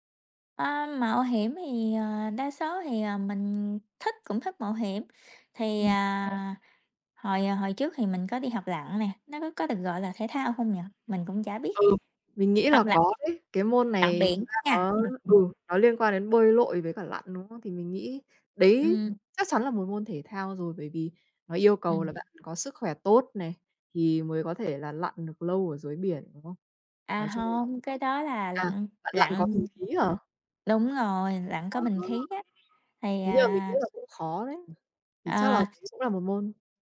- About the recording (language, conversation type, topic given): Vietnamese, unstructured, Bạn thích môn thể thao nào nhất và vì sao?
- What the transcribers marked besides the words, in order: tapping; other background noise